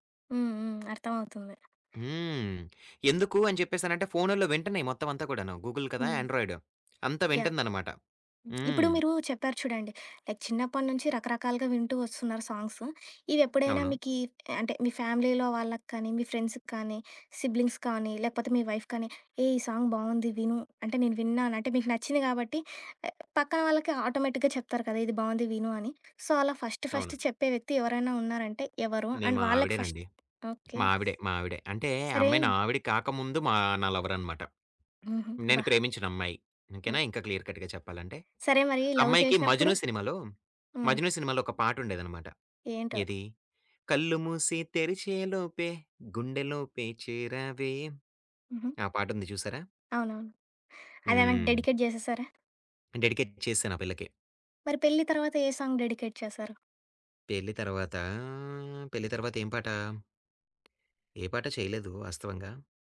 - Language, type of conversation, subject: Telugu, podcast, కొత్త పాటలను సాధారణంగా మీరు ఎక్కడి నుంచి కనుగొంటారు?
- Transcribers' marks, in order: other background noise; in English: "గూగుల్"; tapping; in English: "లైక్"; in English: "ఫ్యామిలీలో"; in English: "ఫ్రెండ్స్‌కి"; in English: "సిబ్లింగ్స్"; in English: "వైఫ్"; in English: "సాంగ్"; in English: "ఆటోమేటిక్‌గా"; in English: "సో"; in English: "ఫస్ట్ ఫస్ట్"; in English: "అండ్"; in English: "ఫస్ట్"; in English: "క్లియర్ కట్‌గా"; in English: "లవ్"; singing: "కళ్ళు మూసి తెరిచే లోపే గుండెలోపే చేరావే"; in English: "డెడికేట్"; in English: "డెడికేట్"; in English: "సాంగ్ డెడికేట్"; drawn out: "తర్వాతా"